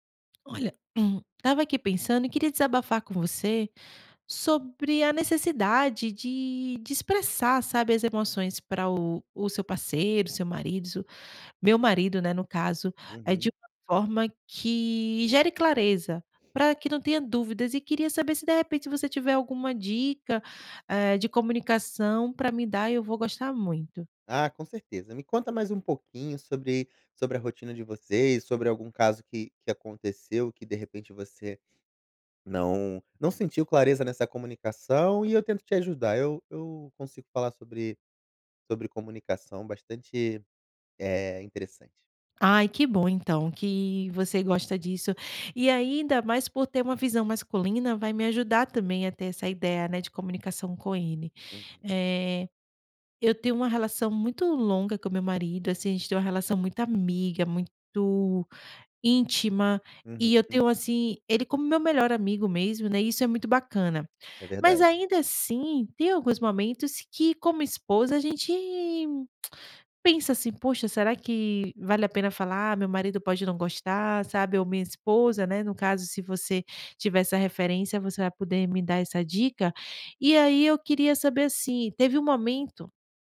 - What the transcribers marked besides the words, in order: throat clearing
- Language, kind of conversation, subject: Portuguese, advice, Como posso expressar minhas necessidades emocionais ao meu parceiro com clareza?